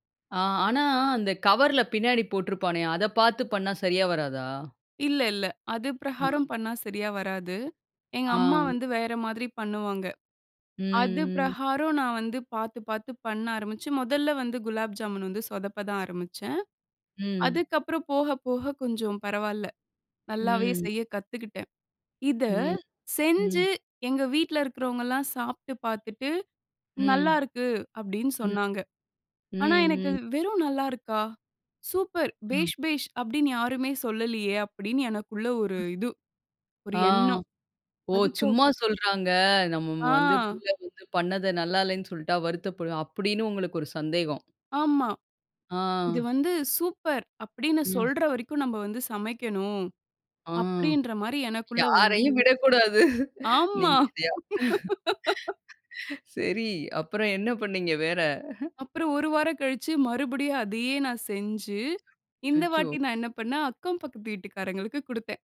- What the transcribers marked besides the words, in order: laughing while speaking: "யாரையும் விடக்கூடாது. நீங்க சரி அப்புறம் என்ன பண்ணீங்க வேற?"; unintelligible speech; laugh; other background noise; laughing while speaking: "அக்கம் பக்கத்து வீட்டுக்காரங்களுக்கு குடுத்தேன்"
- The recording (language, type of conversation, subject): Tamil, podcast, உங்களுக்குச் சமையலின் மீது ஆர்வம் எப்படி வளர்ந்தது?